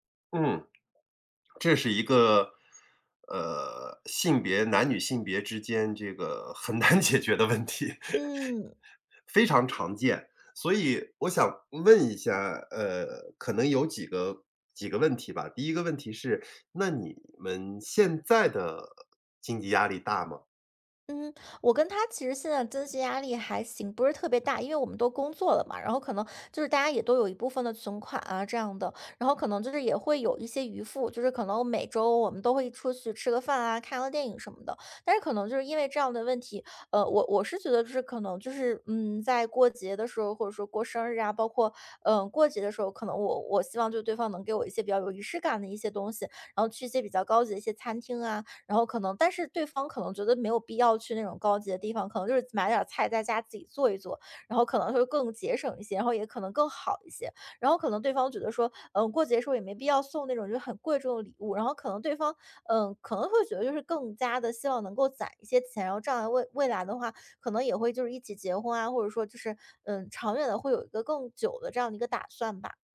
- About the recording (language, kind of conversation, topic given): Chinese, advice, 你最近一次因为花钱观念不同而与伴侣发生争执的情况是怎样的？
- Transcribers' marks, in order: tapping; laughing while speaking: "很难解决的问题"; laugh